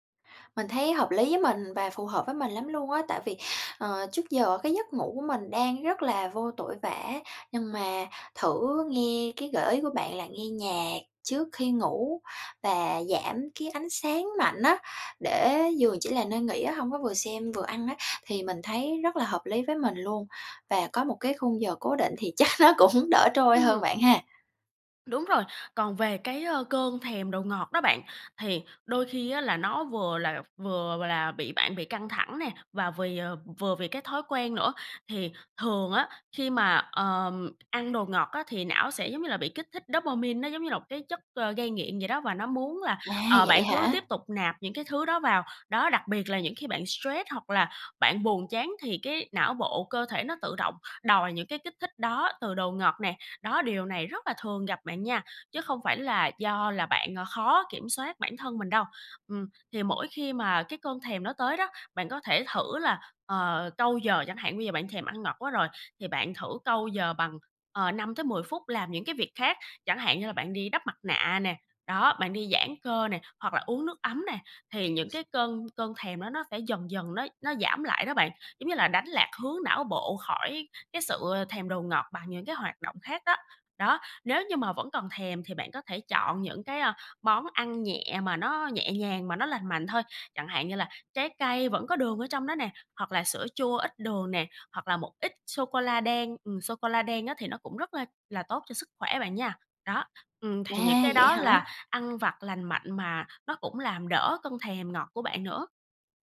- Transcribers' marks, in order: other background noise; laughing while speaking: "chắc nó cũng đỡ trôi"; tapping
- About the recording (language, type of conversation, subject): Vietnamese, advice, Làm sao để kiểm soát thói quen ngủ muộn, ăn đêm và cơn thèm đồ ngọt khó kiềm chế?